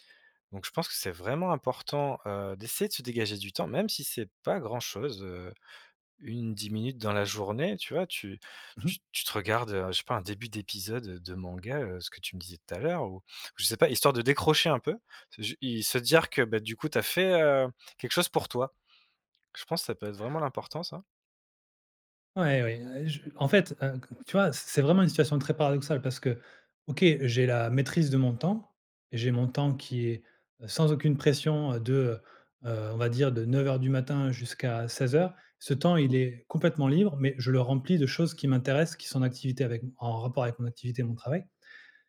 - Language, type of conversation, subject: French, advice, Comment votre mode de vie chargé vous empêche-t-il de faire des pauses et de prendre soin de vous ?
- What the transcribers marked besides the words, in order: none